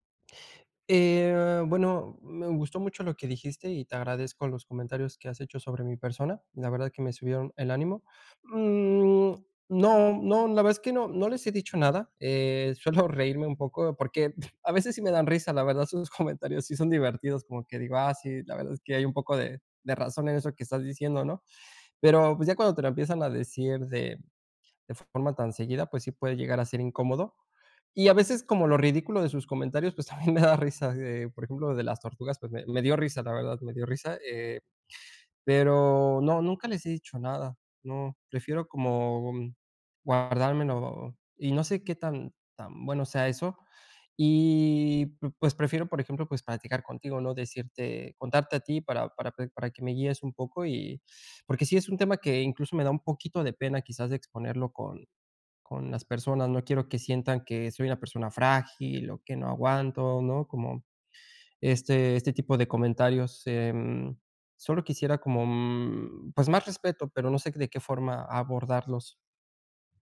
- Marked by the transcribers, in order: chuckle; laughing while speaking: "sus comentarios"; laughing while speaking: "pues, también"
- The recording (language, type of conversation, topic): Spanish, advice, ¿Cómo puedo mantener mis valores cuando otras personas me presionan para actuar en contra de mis convicciones?